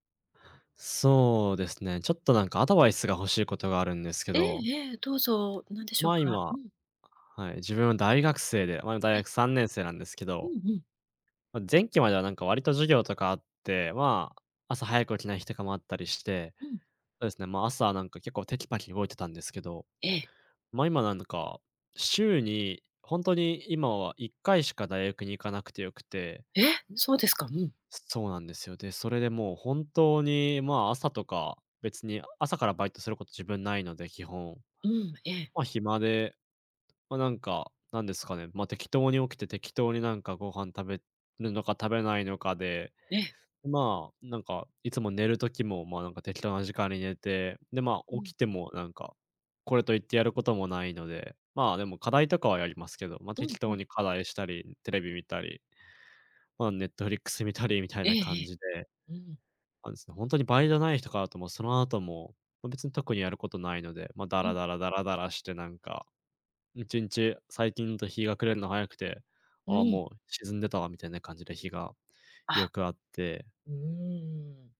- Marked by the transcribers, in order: other background noise
- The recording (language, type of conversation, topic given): Japanese, advice, 朝のルーティンが整わず一日中だらけるのを改善するにはどうすればよいですか？